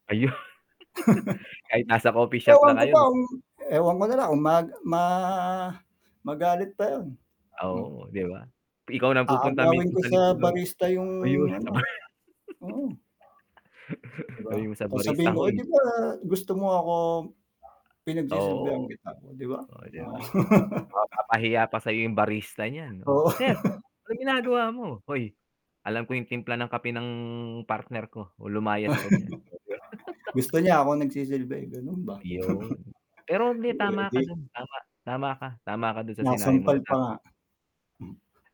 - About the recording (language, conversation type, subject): Filipino, unstructured, Ano ang mga simpleng bagay na nagpapasaya sa inyong relasyon?
- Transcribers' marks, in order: static; chuckle; laugh; drawn out: "ma"; dog barking; laugh; tapping; laugh; laughing while speaking: "Oo"; laugh; distorted speech; throat clearing